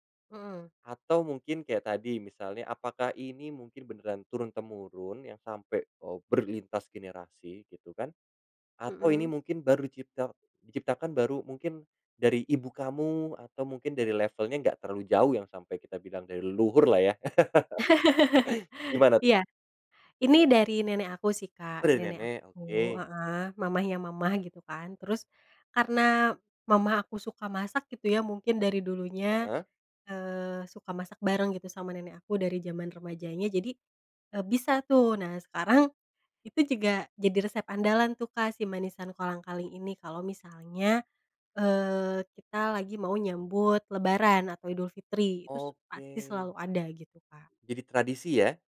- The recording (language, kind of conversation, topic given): Indonesian, podcast, Ada resep warisan keluarga yang pernah kamu pelajari?
- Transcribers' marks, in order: chuckle; laugh; drawn out: "Oke"